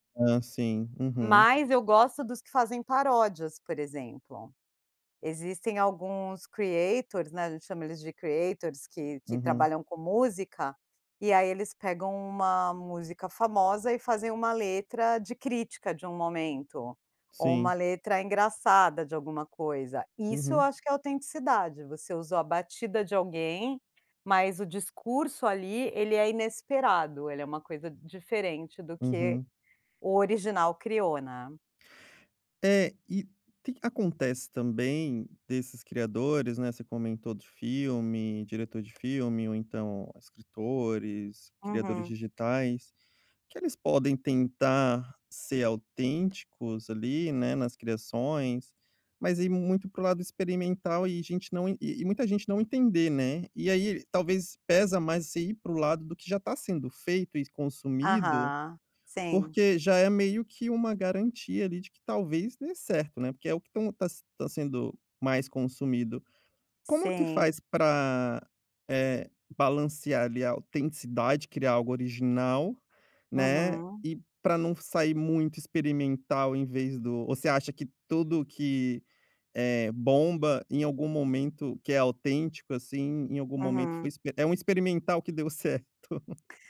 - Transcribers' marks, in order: in English: "creators"; in English: "creators"; chuckle
- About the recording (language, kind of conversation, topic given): Portuguese, podcast, Como a autenticidade influencia o sucesso de um criador de conteúdo?